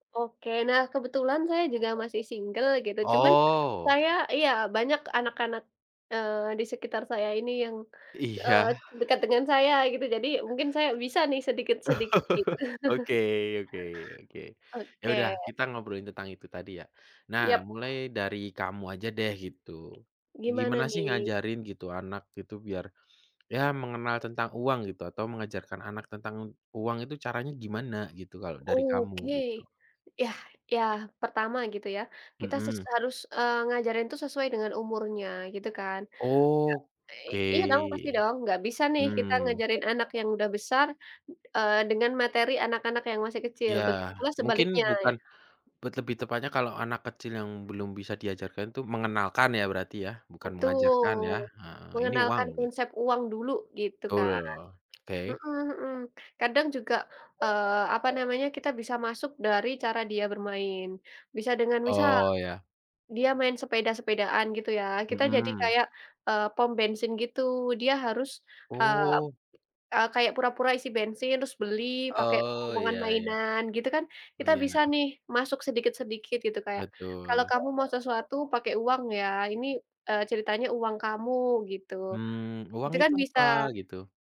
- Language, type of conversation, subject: Indonesian, unstructured, Bagaimana cara mengajarkan anak tentang uang?
- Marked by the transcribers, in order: other background noise; in English: "single"; tapping; chuckle; dog barking; tongue click